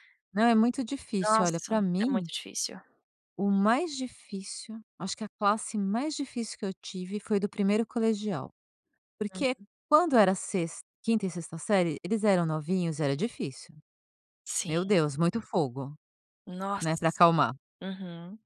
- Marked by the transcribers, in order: none
- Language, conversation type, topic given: Portuguese, podcast, Como equilibrar trabalho, escola e a vida em casa?